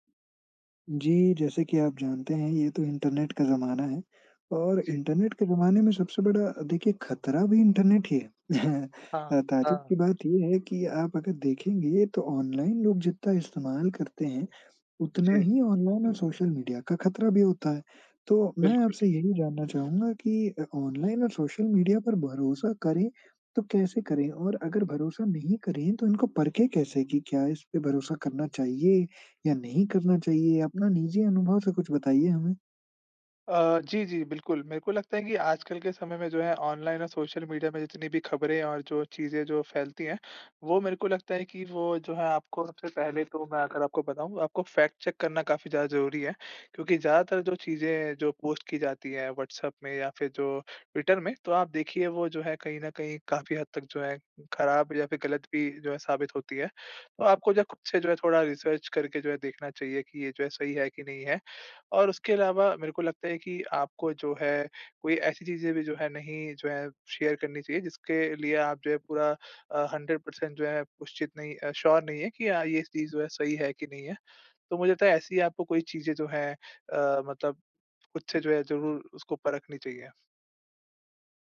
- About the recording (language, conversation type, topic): Hindi, podcast, ऑनलाइन और सोशल मीडिया पर भरोसा कैसे परखा जाए?
- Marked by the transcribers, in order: chuckle; in English: "फ़ैक्ट चेक"; in English: "रिसर्च"; in English: "शेयर"; in English: "हंड्रेड पर्सेंट"; in English: "श्योर"